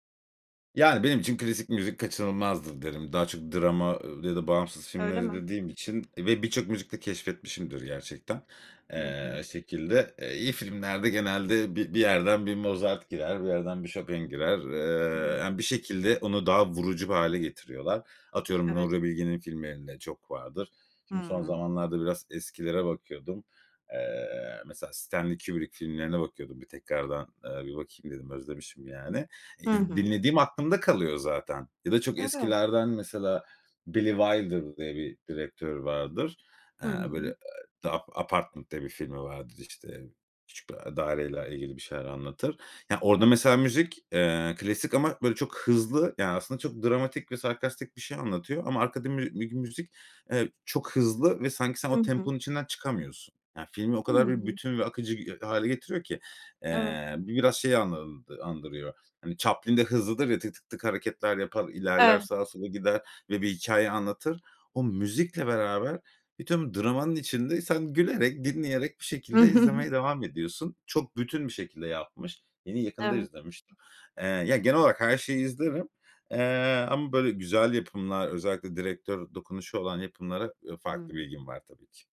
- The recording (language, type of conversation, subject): Turkish, podcast, Bir filmin bir şarkıyla özdeşleştiği bir an yaşadın mı?
- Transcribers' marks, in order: unintelligible speech; chuckle